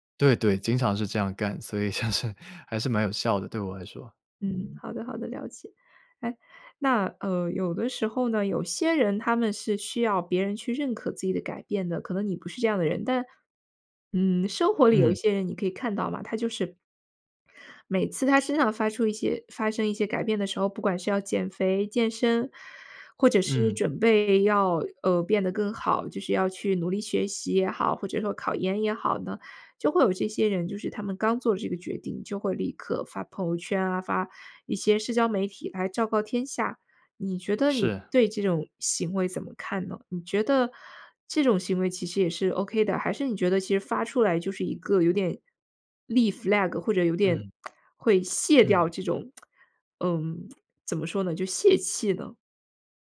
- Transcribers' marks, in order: laughing while speaking: "就是"; in English: "flag"; other background noise; tsk
- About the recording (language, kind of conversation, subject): Chinese, podcast, 怎样用行动证明自己的改变？